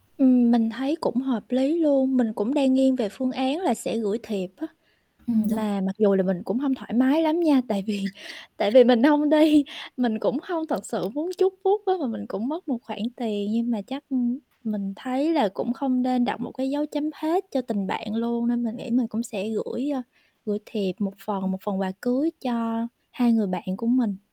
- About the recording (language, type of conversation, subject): Vietnamese, advice, Làm sao để từ chối lời mời một cách khéo léo mà không làm người khác phật lòng?
- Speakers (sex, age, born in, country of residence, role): female, 25-29, Vietnam, Vietnam, user; female, 35-39, Vietnam, Vietnam, advisor
- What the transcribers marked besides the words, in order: static; other background noise; unintelligible speech; laughing while speaking: "vì"; chuckle; laughing while speaking: "đi"